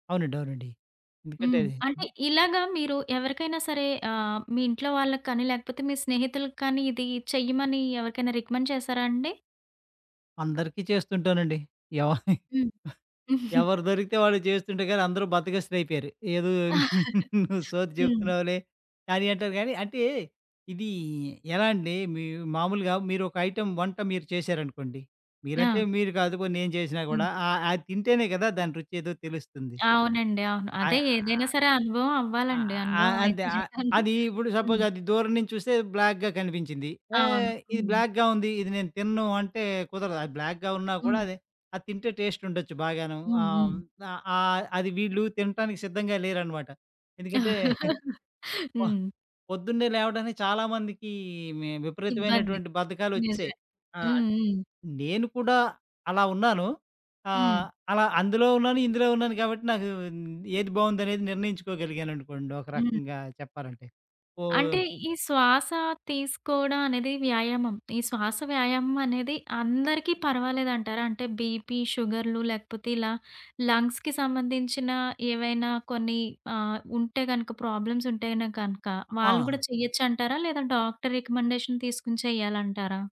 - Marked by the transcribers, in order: in English: "రికమెండ్"; giggle; chuckle; giggle; in English: "ఐటెమ్"; in English: "సపోజ్"; in English: "బ్లాక్‌గా"; in English: "బ్లాక్‌గా"; in English: "బ్లాక్‌గా"; chuckle; chuckle; other background noise; in English: "బీపీ"; in English: "లంగ్స్‌కి"; in English: "రికమెండేషన్"
- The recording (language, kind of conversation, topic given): Telugu, podcast, ప్రశాంతంగా ఉండేందుకు మీకు ఉపయోగపడే శ్వాస వ్యాయామాలు ఏవైనా ఉన్నాయా?